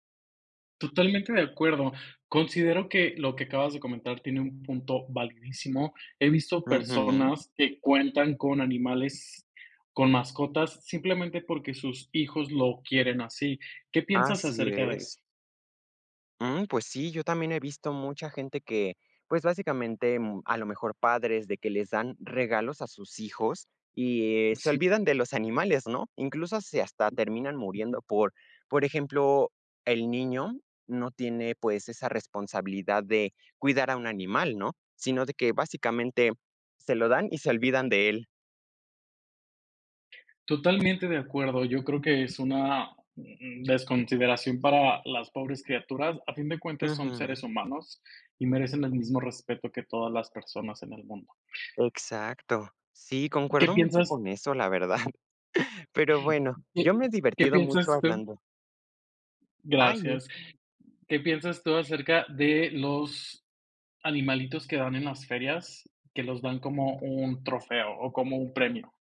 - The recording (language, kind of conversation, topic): Spanish, podcast, ¿Qué te aporta cuidar de una mascota?
- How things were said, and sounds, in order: other background noise; chuckle